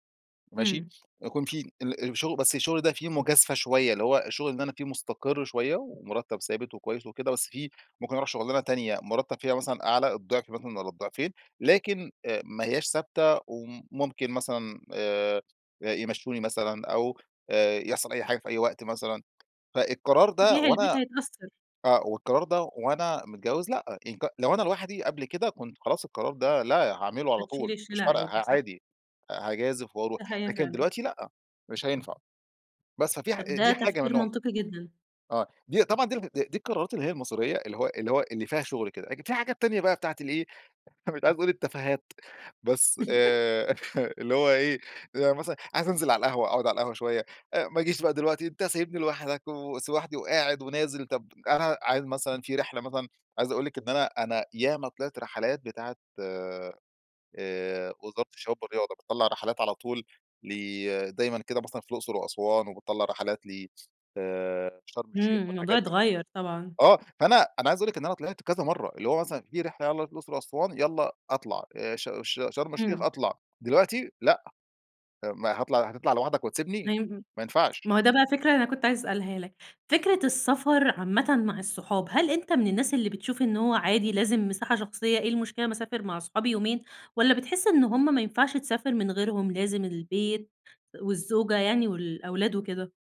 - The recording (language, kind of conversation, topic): Arabic, podcast, إزاي حياتك اتغيّرت بعد الجواز؟
- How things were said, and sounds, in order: chuckle; laughing while speaking: "مش"; tapping; laugh; chuckle; unintelligible speech